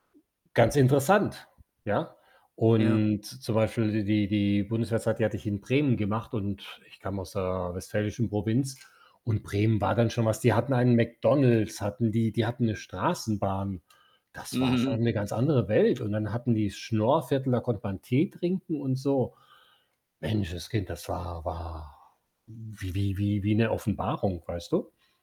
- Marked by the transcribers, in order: static; other background noise; laughing while speaking: "Mhm"
- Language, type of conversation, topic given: German, unstructured, Welche Stadt hat dich am meisten überrascht?